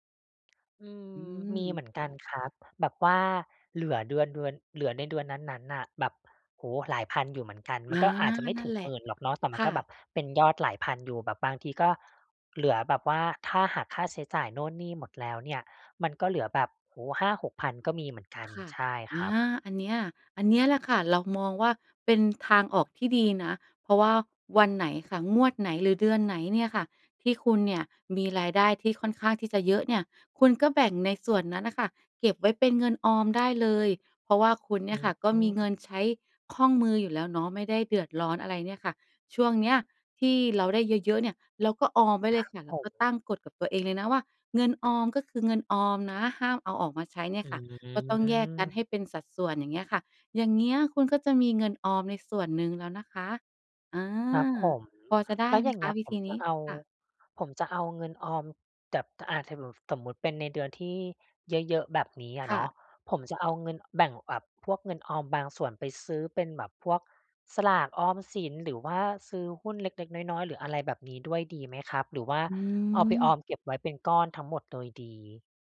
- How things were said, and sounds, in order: tapping; other background noise; drawn out: "อือ"; "แบบ" said as "แตบ"
- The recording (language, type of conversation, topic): Thai, advice, จะเริ่มสร้างนิสัยออมเงินอย่างยั่งยืนควบคู่กับการลดหนี้ได้อย่างไร?